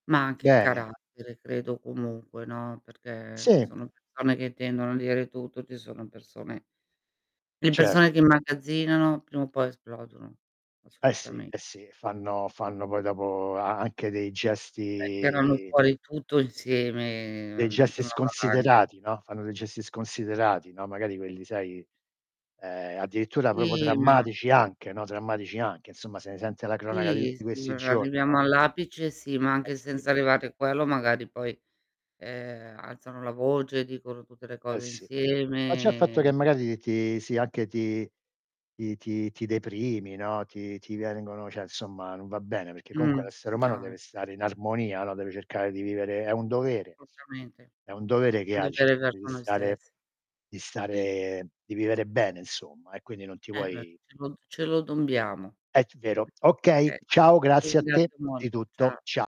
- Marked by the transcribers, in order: static; distorted speech; tapping; drawn out: "gesti"; drawn out: "insieme"; "proprio" said as "propo"; other background noise; drawn out: "insieme"; "vengono" said as "viengono"; "cioè" said as "ceh"; "Assolutamente" said as "solutamente"; "dobbiamo" said as "dombiamo"; "Okay" said as "kay"
- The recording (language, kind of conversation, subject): Italian, unstructured, Come fai a evitare che un piccolo problema diventi grande?